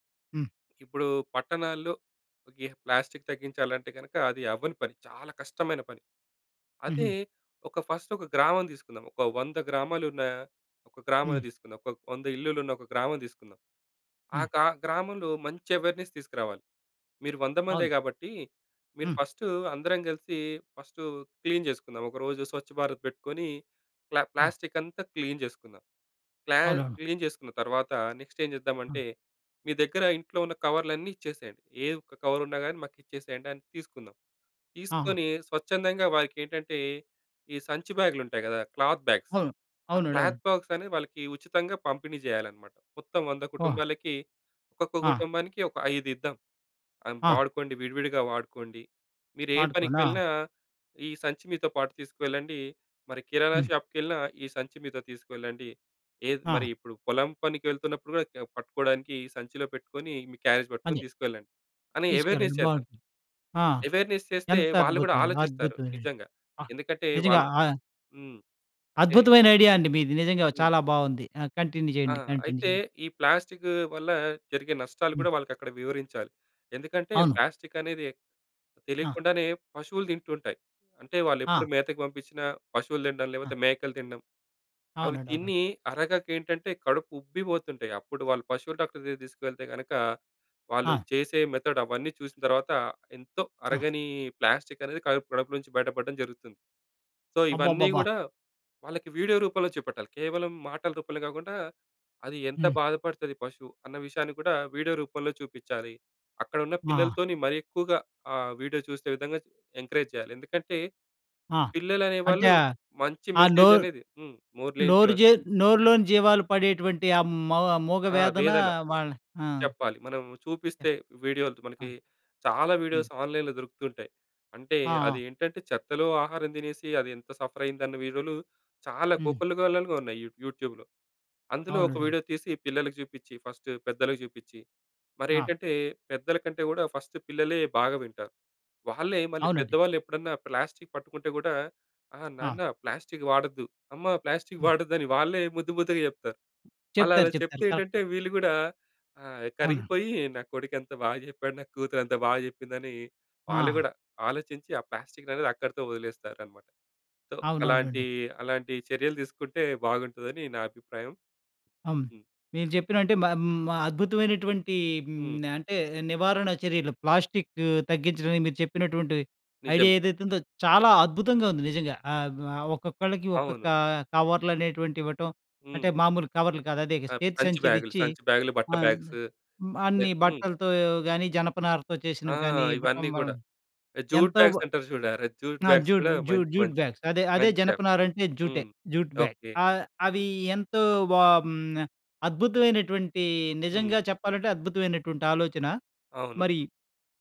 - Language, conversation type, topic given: Telugu, podcast, ప్లాస్టిక్ వాడకాన్ని తగ్గించడానికి మనం ఎలా మొదలుపెట్టాలి?
- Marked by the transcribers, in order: in English: "ప్లాస్టిక్"; in English: "ఫస్ట్"; in English: "అవేర్నెస్"; in English: "క్లీన్"; in English: "క్లీన్"; in English: "క్లీన్"; in English: "నెక్స్ట్"; in English: "క్లాత్ బ్యాగ్స్"; in English: "క్లాత్ బాగ్స్"; in English: "క్యారేజ్"; in English: "అవేర్‌నెస్"; in English: "అవేర్‌నెస్"; in English: "కంటిన్యూ"; in English: "కంటిన్యూ"; unintelligible speech; in English: "వీడియోస్ ఆన్‍లైన్‌లో"; in English: "యూట్యూబ్‍లో"; in English: "ఫస్ట్"; in English: "ప్లాస్టిక్"; in English: "ప్లాస్టిక్"; in English: "ప్లాస్టిక్"; other background noise; in English: "కరెక్ట్"; in English: "సో"; in English: "ప్లాస్టిక్"; in English: "ఐడియా"; in English: "బ్యాగ్స్"; in English: "జూట్ బ్యాగ్స్"; in English: "జూట్ బ్యాగ్స్"; in English: "జూట్ బ్యాగ్స్"; in English: "స్టెప్"; in English: "జూట్ బ్యాగ్"